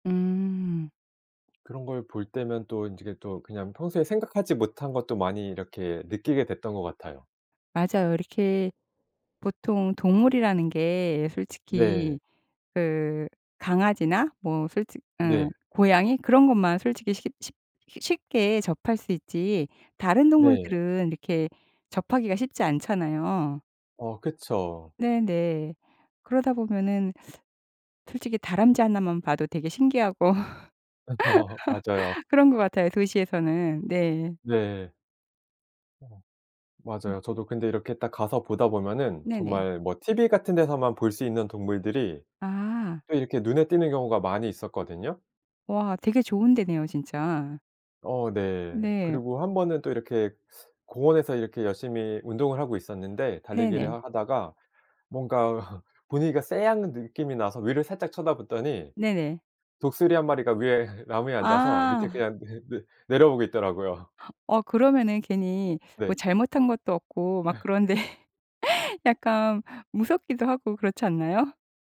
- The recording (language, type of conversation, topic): Korean, podcast, 자연이 위로가 됐던 순간을 들려주실래요?
- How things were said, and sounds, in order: other background noise; laugh; laugh; laughing while speaking: "위에"; laugh